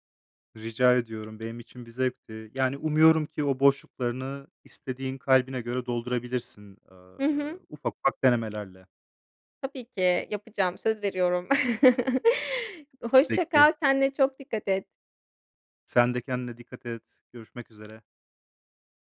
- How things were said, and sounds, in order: tapping; chuckle; other background noise
- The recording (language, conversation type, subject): Turkish, advice, Boş zamanlarınızı değerlendiremediğinizde kendinizi amaçsız hissediyor musunuz?